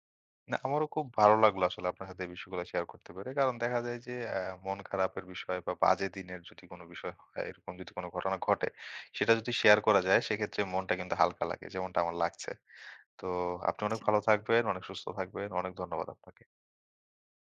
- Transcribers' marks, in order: none
- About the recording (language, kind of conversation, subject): Bengali, podcast, খারাপ দিনের পর আপনি কীভাবে নিজেকে শান্ত করেন?